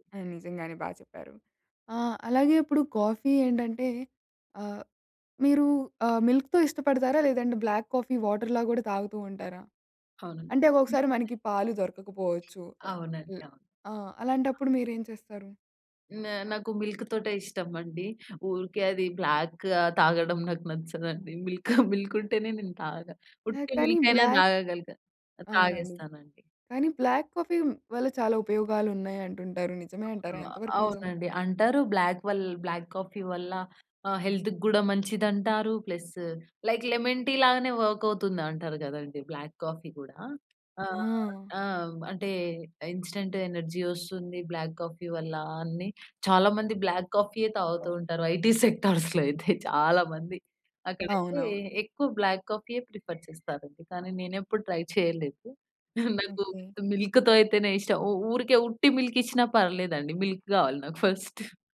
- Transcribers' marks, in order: in English: "కాఫీ"; in English: "మిల్క్‌తో"; in English: "బ్లాక్ కాఫీ వాటర్‌లా"; other noise; other background noise; in English: "బ్లాక్"; in English: "మిల్క్ మిల్క్"; in English: "మిల్క్"; in English: "బ్లాక్"; in English: "బ్లాక్ కాఫీ"; in English: "బ్లాక్"; in English: "బ్లాక్ కాఫీ"; in English: "హెల్త్‌కి"; in English: "ప్లస్, లైక్ లెమన్ టీ"; in English: "వర్క్"; in English: "బ్లాక్ కాఫీ"; in English: "ఇన్‌స్టాంట్ ఎనర్జీ"; in English: "బ్లాక్ కాఫీ"; in English: "ఐటీ సెక్టార్స్‌లో"; chuckle; in English: "ప్రిఫర్"; in English: "ట్రై"; chuckle; in English: "విత్ మిల్క్‌తో"; in English: "మిల్క్"; in English: "మిల్క్"; in English: "ఫస్ట్"
- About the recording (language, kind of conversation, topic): Telugu, podcast, కాఫీ మీ రోజువారీ శక్తిని ఎలా ప్రభావితం చేస్తుంది?